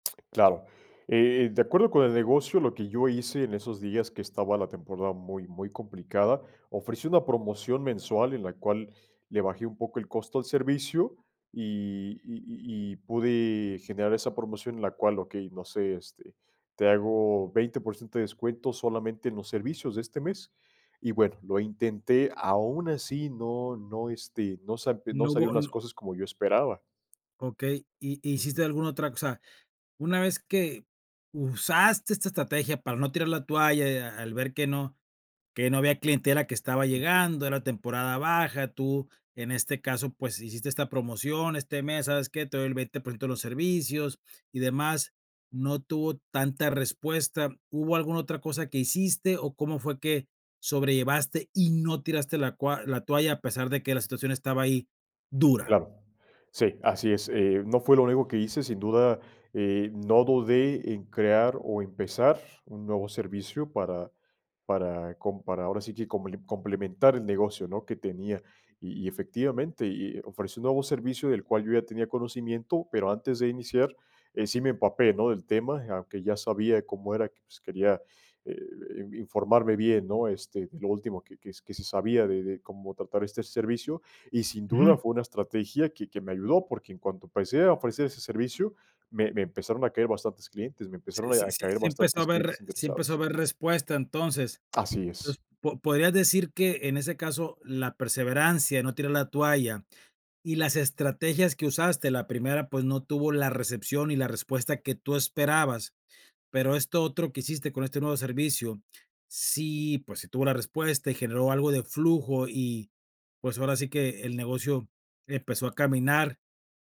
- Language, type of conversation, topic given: Spanish, podcast, ¿Qué estrategias usas para no tirar la toalla cuando la situación se pone difícil?
- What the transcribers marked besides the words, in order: none